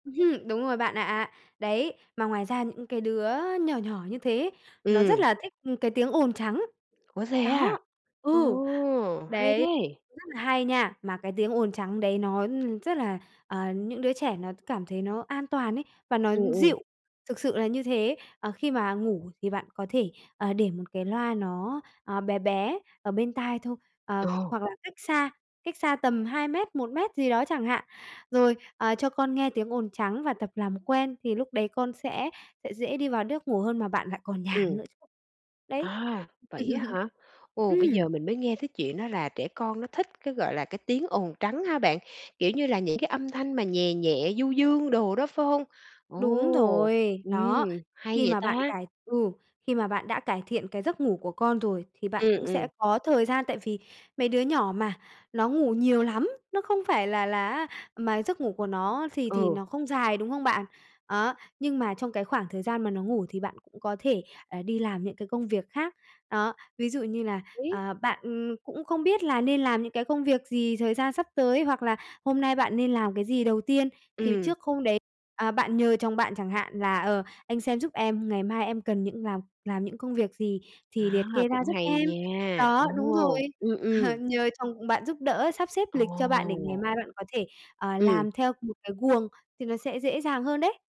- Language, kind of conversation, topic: Vietnamese, advice, Bạn lo lắng thế nào về việc thay đổi lịch sinh hoạt khi lần đầu làm cha/mẹ?
- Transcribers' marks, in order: tapping; other background noise; laugh; unintelligible speech; laughing while speaking: "Ờ"